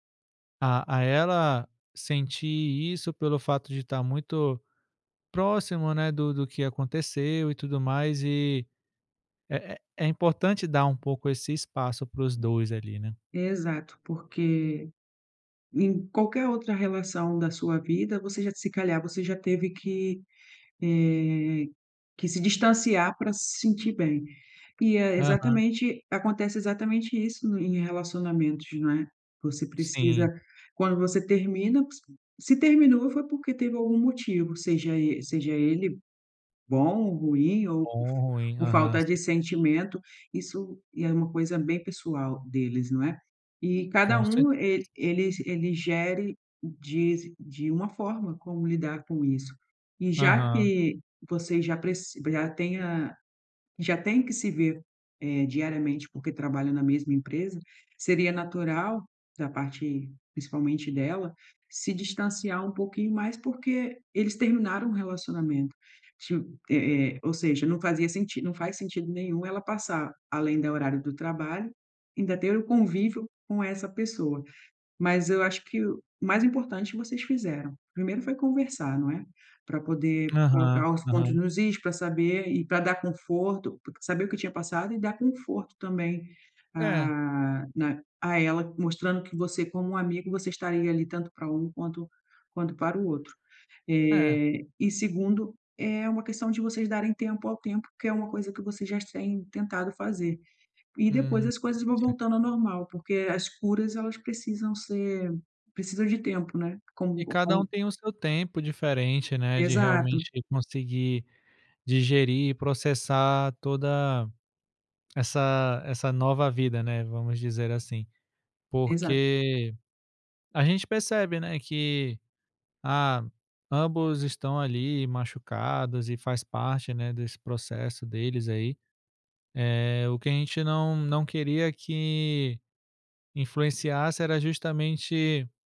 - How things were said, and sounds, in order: other background noise; tapping; unintelligible speech
- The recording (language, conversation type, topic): Portuguese, advice, Como resolver desentendimentos com um amigo próximo sem perder a amizade?